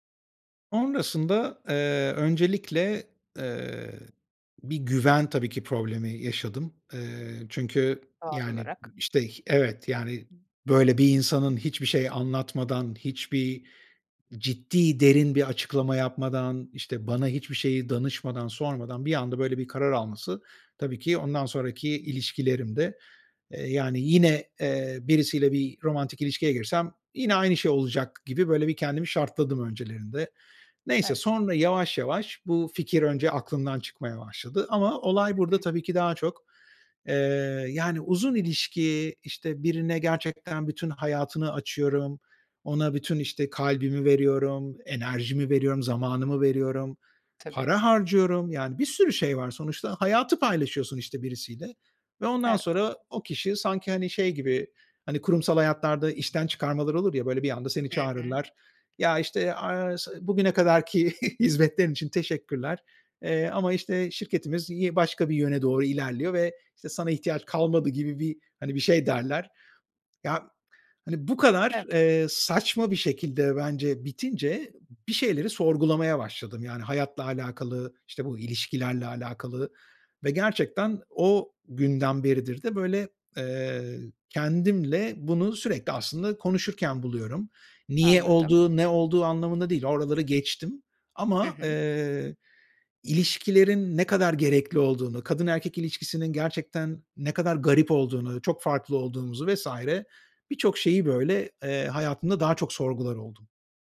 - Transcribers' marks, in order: other background noise; chuckle
- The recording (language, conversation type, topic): Turkish, advice, Uzun bir ilişkiden sonra yaşanan ani ayrılığı nasıl anlayıp kabullenebilirim?